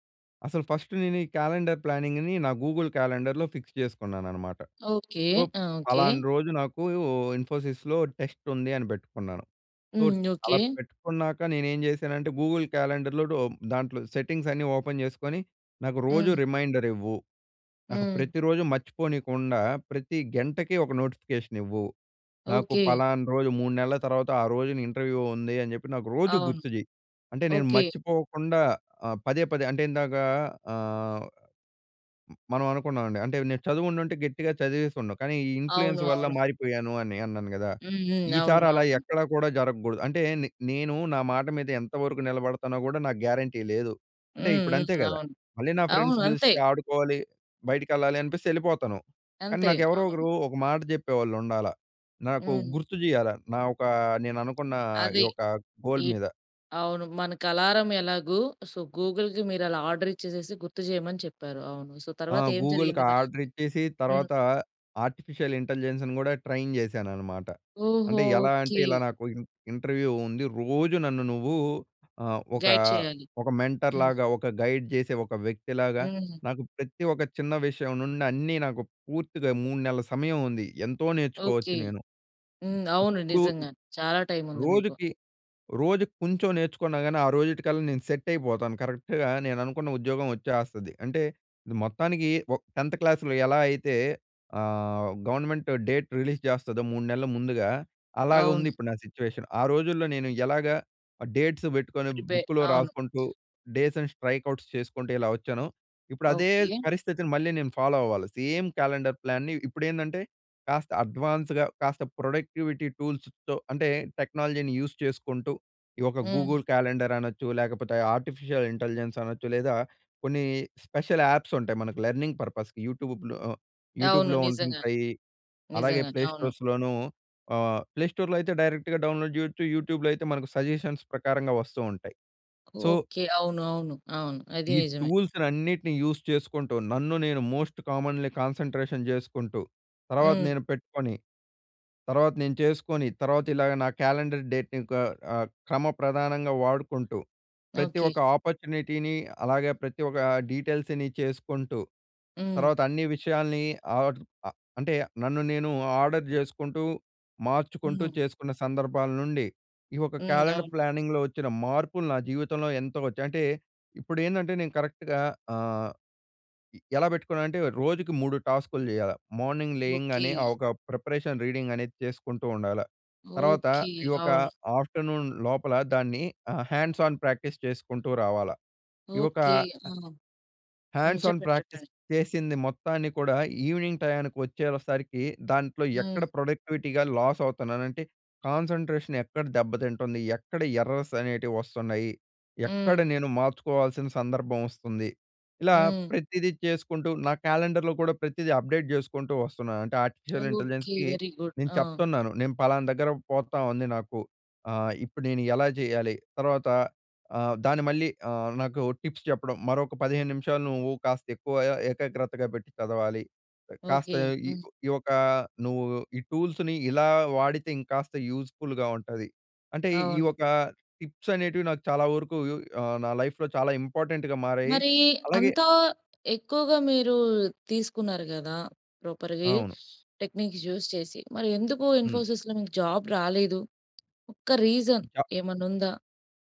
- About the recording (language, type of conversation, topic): Telugu, podcast, క్యాలెండర్‌ని ప్లాన్ చేయడంలో మీ చిట్కాలు ఏమిటి?
- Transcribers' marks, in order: in English: "క్యాలెండర్ ప్లానింగ్‌ని"; in English: "ఫిక్స్"; tapping; in English: "ఇన్ఫోసిస్‌లొ"; in English: "సో"; in English: "సెట్టింగ్స్"; in English: "ఓపెన్"; in English: "ఇంటర్వ్యూ"; other background noise; in English: "ఇన్‌ఫ్లూయెన్స్"; in English: "గ్యారంటీ"; in English: "ఫ్రెండ్స్"; in English: "గోల్"; in English: "అలారం"; in English: "సో, గూగుల్‌కి"; in English: "ఆర్డర్"; in English: "సో"; in English: "గూగుల్‌కి"; in English: "ఆర్టిఫిషియల్ ఇంటెలిజెన్స్"; in English: "ట్రైన్"; in English: "ఇంటర్వ్యూ"; in English: "మెంటర్"; in English: "గైడ్"; in English: "గైడ్"; other noise; in English: "సెట్"; in English: "కరెక్ట్‌గా"; in English: "టెంత్ క్లాస్‌లొ"; in English: "గవర్నమెంట్ డేట్ రిలీజ్"; in English: "సిట్యుయేషన్"; in English: "డేట్స్"; in English: "బుక్‌లొ"; in English: "డేస్‌ని స్ట్రైక్ అవుట్స్"; in English: "ఫాలో"; in English: "సేమ్ క్యాలెండర్ ప్లాన్‌ని"; in English: "అడ్వాన్స్‌గా"; in English: "ప్రొడక్టివిటీ టూల్స్‌తొ"; in English: "టెక్నాలజీని యూజ్"; in English: "ఆర్టిఫిషియల్ ఇంటెలిజెన్స్"; in English: "స్పెషల్ యాప్స్"; in English: "లెర్నింగ్ పర్పస్‌కి యూట్యూబ్‌లొ యూట్యూబ్‌లొ"; in English: "ప్లే స్టోర్స్‌లొను"; in English: "ప్లే స్టోర్‌లో"; in English: "డైరెక్ట్‌గ డౌన్లోడ్"; in English: "యూట్యూబ్‌లొ"; in English: "సజెషన్స్"; in English: "సో"; in English: "యూజ్"; in English: "మోస్ట్ కామన్‌లీ కాన్సంట్రేషన్"; in English: "క్యాలెండర్ డేట్‌ని"; in English: "ఆపర్చునిటీని"; in English: "డీటెయిల్స్‌ని"; in English: "ఆర్డర్"; in English: "ఆర్డర్"; in English: "క్యాలెండర్ ప్లానింగ్‌లొ"; in English: "కరెక్ట్‌గా"; in English: "మార్నింగ్"; in English: "ప్రిపరేషన్ రీడింగ్"; in English: "ఆఫ్టర్నూన్"; in English: "హ్యాండ్స్ ఆన్ ప్రాక్టీస్"; in English: "హ్యాండ్స్ ఆన్ ప్రాక్టీస్"; in English: "ఈవినింగ్"; in English: "ప్రొడక్టివిటీగా లాస్"; in English: "కాన్సంట్రేషన్"; in English: "ఎర్రర్స్"; in English: "క్యాలెండర్‌లొ"; in English: "అప్డేట్"; in English: "వెరీగుడ్"; in English: "ఆర్టిఫిషియల్ ఇంటెలిజెన్స్‌కి"; in English: "టిప్స్"; in English: "టూల్స్‌ని"; in English: "యూజ్ ఫుల్‌గా"; in English: "టిప్స్"; in English: "ఇంపార్టంట్‌గ"; in English: "టెక్నిక్స్ యూజ్"; in English: "ఇన్ఫోసిస్‌లో"; in English: "జాబ్"; in English: "రీజన్"